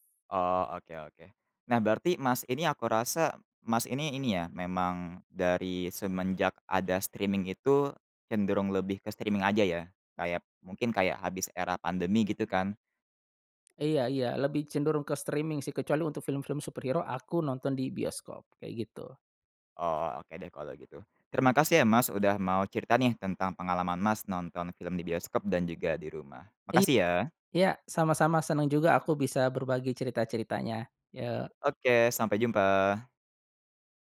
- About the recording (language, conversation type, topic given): Indonesian, podcast, Bagaimana pengalamanmu menonton film di bioskop dibandingkan di rumah?
- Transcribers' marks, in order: other weather sound; in English: "streaming"; in English: "streaming"; in English: "streaming"; in English: "superhero"